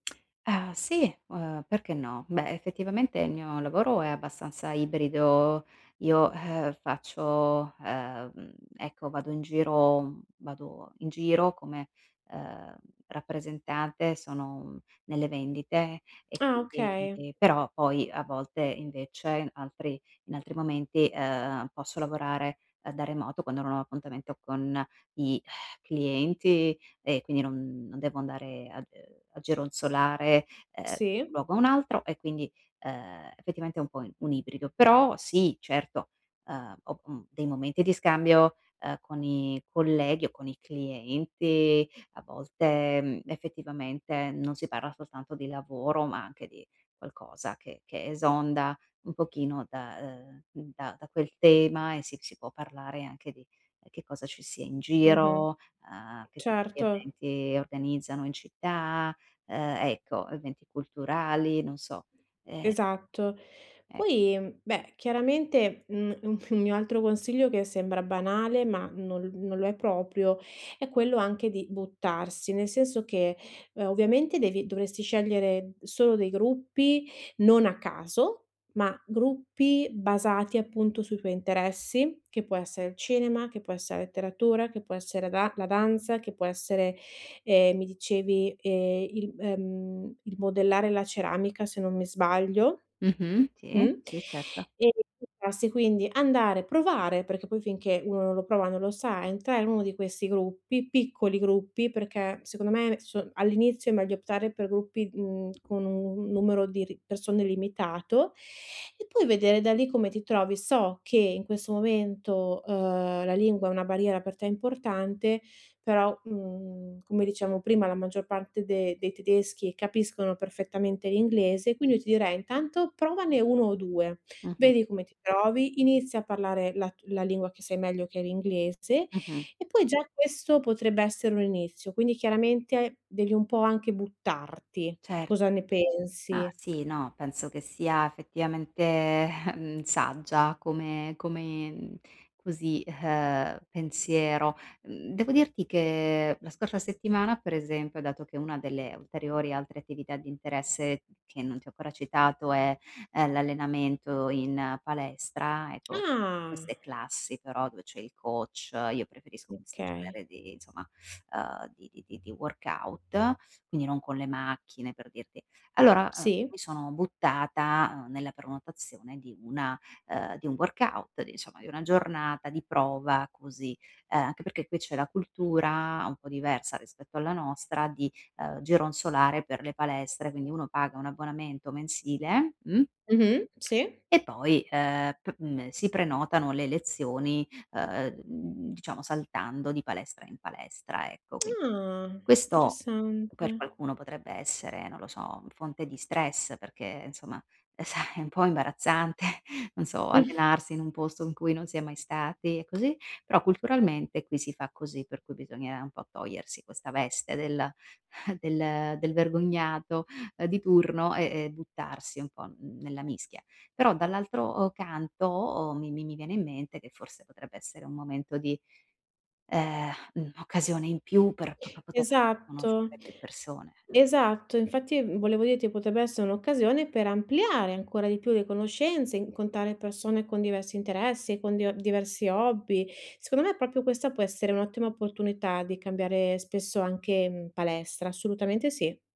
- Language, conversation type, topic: Italian, advice, Come posso creare connessioni significative partecipando ad attività locali nella mia nuova città?
- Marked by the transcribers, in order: tapping; lip smack; sigh; other background noise; laughing while speaking: "ehm"; lip smack; surprised: "Ah!"; in English: "workout"; lip smack; lip smack; surprised: "Ah!"; laughing while speaking: "e sai è un po' imbarazzante"; chuckle